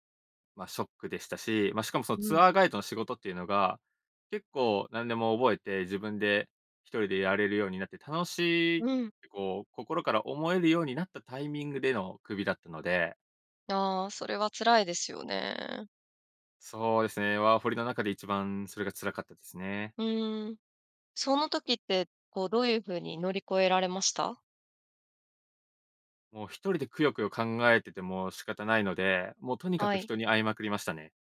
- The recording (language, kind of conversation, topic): Japanese, podcast, 初めて一人でやり遂げたことは何ですか？
- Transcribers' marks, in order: none